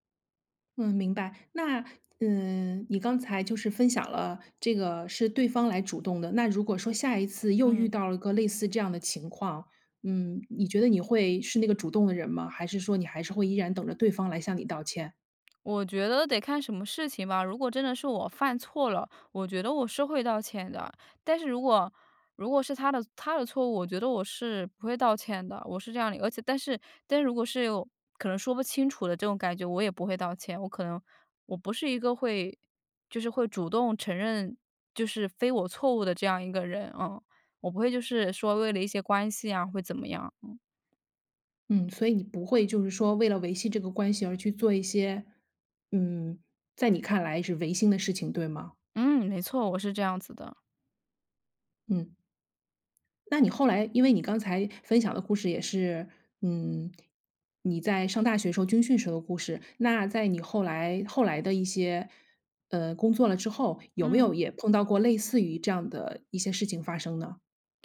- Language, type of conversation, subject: Chinese, podcast, 有没有一次和解让关系变得更好的例子？
- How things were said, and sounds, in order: none